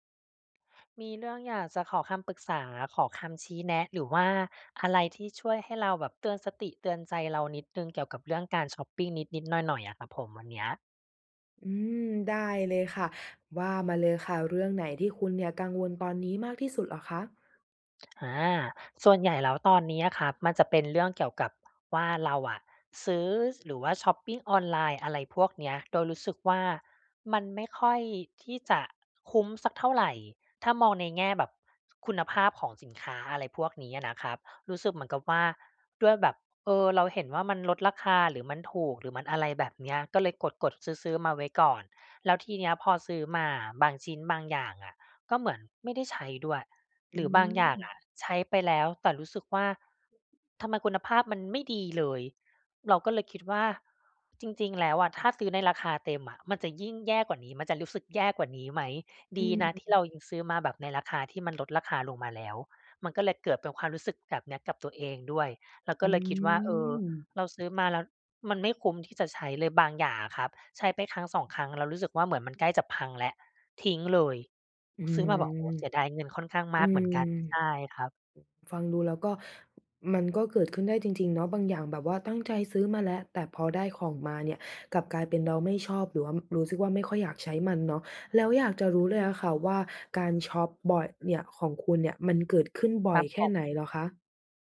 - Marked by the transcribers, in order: tapping; other background noise; drawn out: "อืม"
- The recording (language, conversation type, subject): Thai, advice, จะควบคุมการช็อปปิ้งอย่างไรไม่ให้ใช้เงินเกินความจำเป็น?